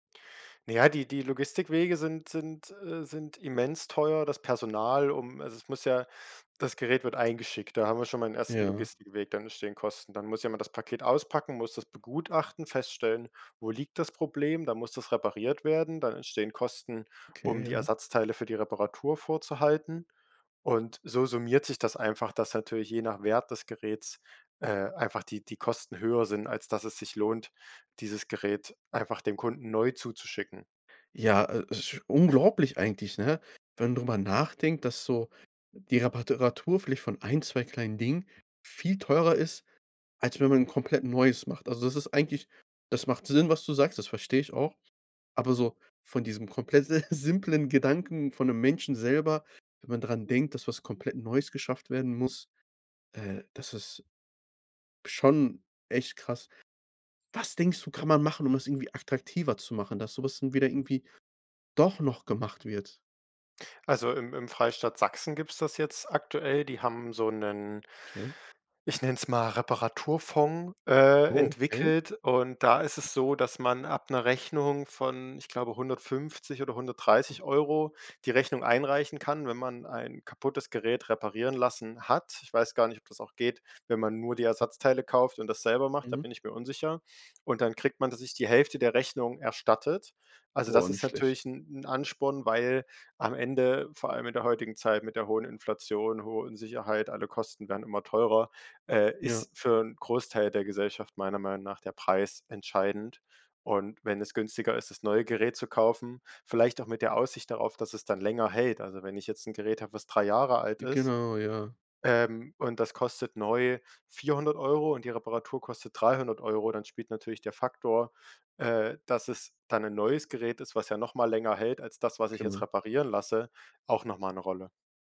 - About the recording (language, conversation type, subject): German, podcast, Was hältst du davon, Dinge zu reparieren, statt sie wegzuwerfen?
- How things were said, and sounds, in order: throat clearing; "Teratur" said as "Reperatur"; laughing while speaking: "äh, simplen"; "attraktiver" said as "aktraktiver"